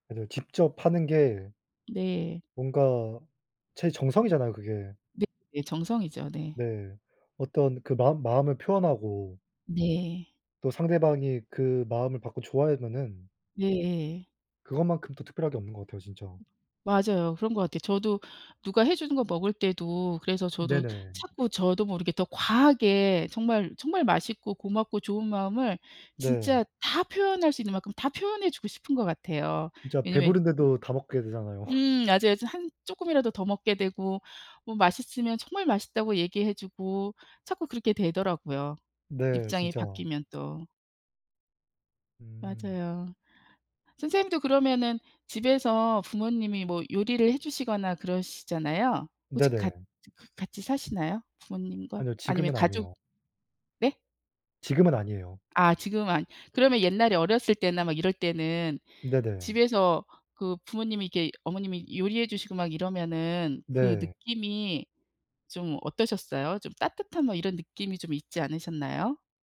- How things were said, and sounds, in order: other background noise; laugh; tapping
- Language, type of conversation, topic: Korean, unstructured, 집에서 요리해 먹는 것과 외식하는 것 중 어느 쪽이 더 좋으신가요?